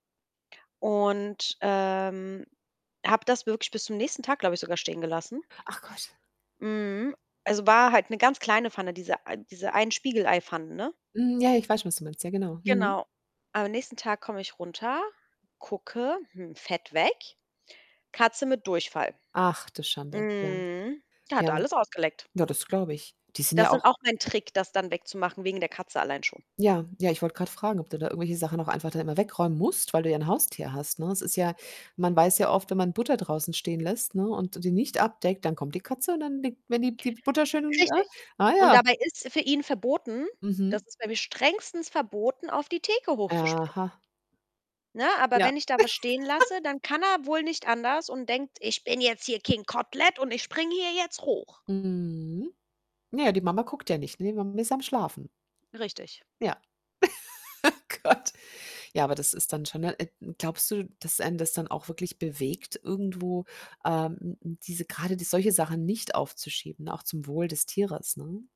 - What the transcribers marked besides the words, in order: static; other background noise; mechanical hum; unintelligible speech; tapping; laugh; put-on voice: "Ich bin jetzt hier 'King Kotelett' und ich springe hier jetzt hoch"; distorted speech; chuckle; laughing while speaking: "Oh Gott"
- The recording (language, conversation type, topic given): German, podcast, Was ist dein Trick gegen ständiges Aufschieben?